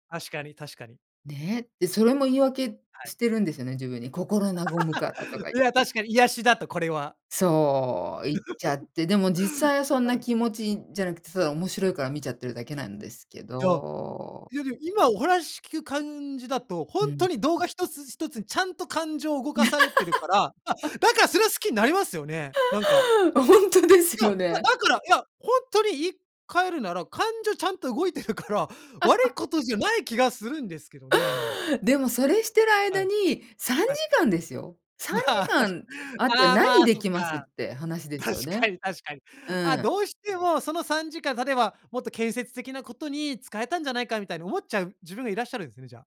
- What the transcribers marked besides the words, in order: laugh; laugh; laugh; laugh; laughing while speaking: "ほんとですよね"; laughing while speaking: "動いてるから"; laugh; other background noise; laughing while speaking: "まあ、確かに"; laughing while speaking: "確かに 確かに"
- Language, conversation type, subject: Japanese, podcast, スマホと上手に付き合うために、普段どんな工夫をしていますか？